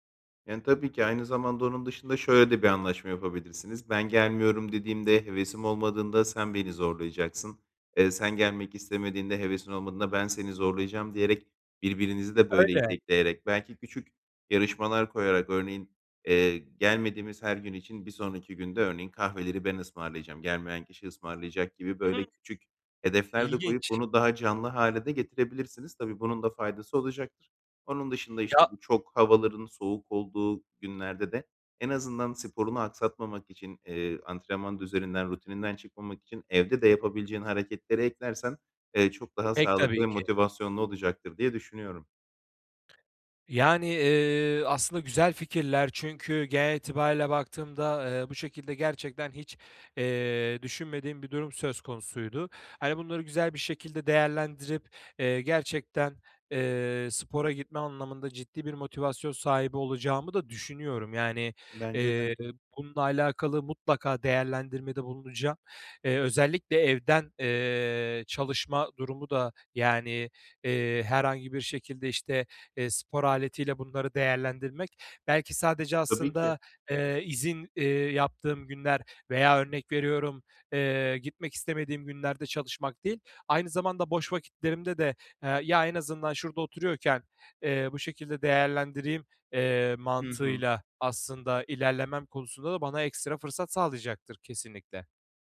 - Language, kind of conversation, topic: Turkish, advice, Motivasyon kaybı ve durgunluk
- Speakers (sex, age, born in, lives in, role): male, 25-29, Turkey, Bulgaria, user; male, 30-34, Turkey, Greece, advisor
- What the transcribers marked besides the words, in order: unintelligible speech; other background noise